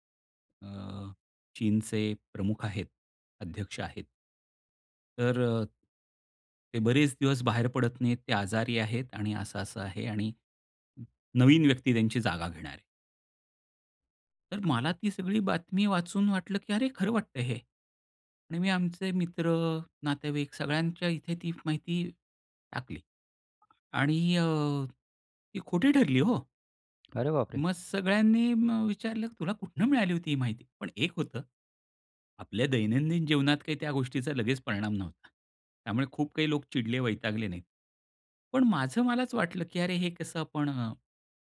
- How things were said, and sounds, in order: other noise; tapping; surprised: "अरे बापरे!"
- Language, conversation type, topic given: Marathi, podcast, सोशल मीडियावरील माहिती तुम्ही कशी गाळून पाहता?